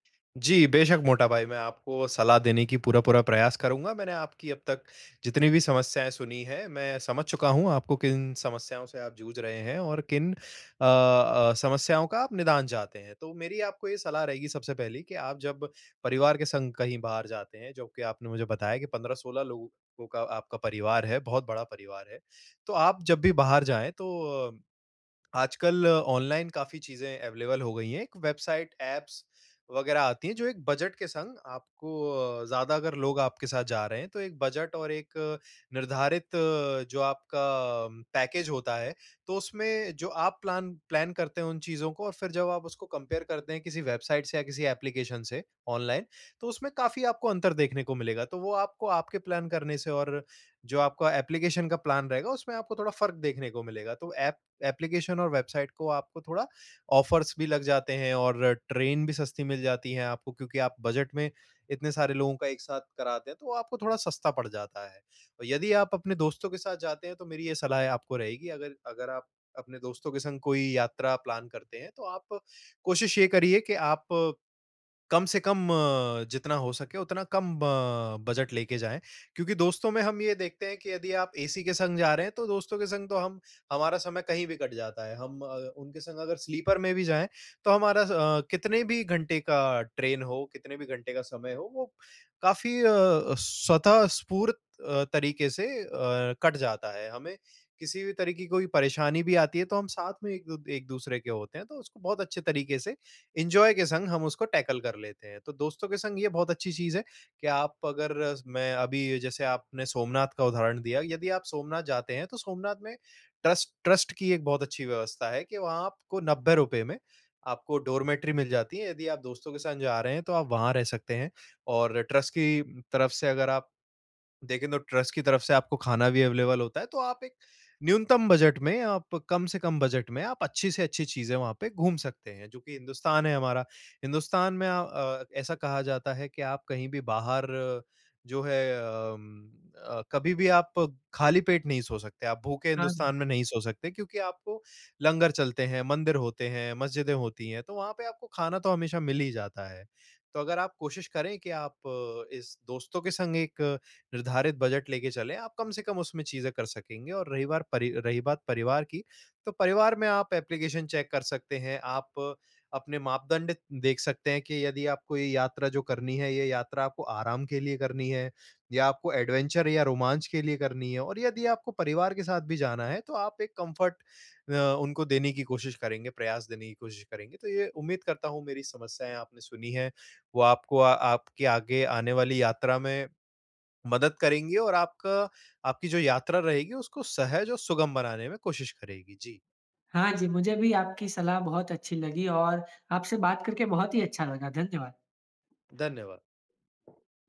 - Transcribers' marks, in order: in English: "अवेलेबल"; in English: "प्लान प्लैन"; in English: "कंपेयर"; in English: "प्लान"; in English: "प्लान"; in English: "ऑफ़र्स"; in English: "प्लान"; in English: "एंजॉय"; in English: "टैकल"; in English: "ट्रस्ट ट्रस्ट"; in English: "डॉरमिटरी"; in English: "ट्रस्ट"; in English: "ट्रस्ट"; in English: "अवेलेबल"; in English: "चेक"; in English: "एडवेंचर"; in English: "कम्फ़र्ट"; other background noise
- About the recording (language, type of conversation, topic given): Hindi, advice, यात्रा की योजना बनाना कहाँ से शुरू करूँ?
- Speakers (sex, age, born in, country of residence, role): male, 25-29, India, India, advisor; male, 25-29, India, India, user